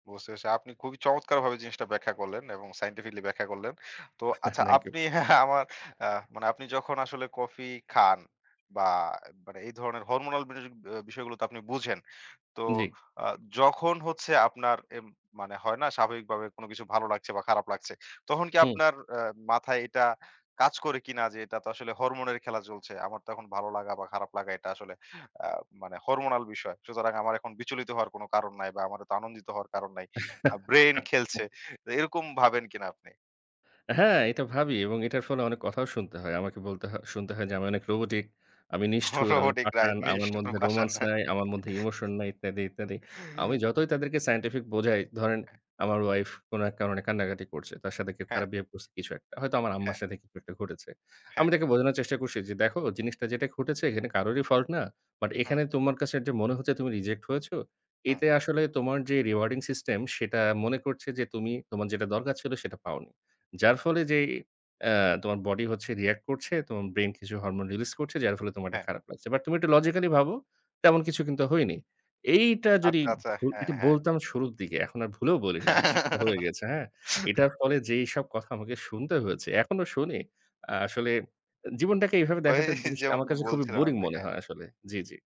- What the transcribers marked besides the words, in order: in English: "সায়েন্টিফিক্যালি"; chuckle; laugh; in English: "হরমোন"; laugh; in English: "রোবটিক"; laughing while speaking: "রোবটিক রাইট, নিষ্ঠুর, পাষান, হ্যাঁ?"; in English: "রোমান্স"; laugh; in English: "ইমোশন"; in English: "বিহেভ"; in English: "ফল্ট"; in English: "রিজেক্ট"; in English: "রিওয়ার্ডিং সিস্টেম"; in English: "রিঅ্যাক্ট"; in English: "হরমোন রিলিজ"; in English: "লজিক্যাল"; laugh; in English: "বোরিং"
- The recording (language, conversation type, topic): Bengali, podcast, সকালের কফি বা চায়ের রুটিন আপনাকে কীভাবে জাগিয়ে তোলে?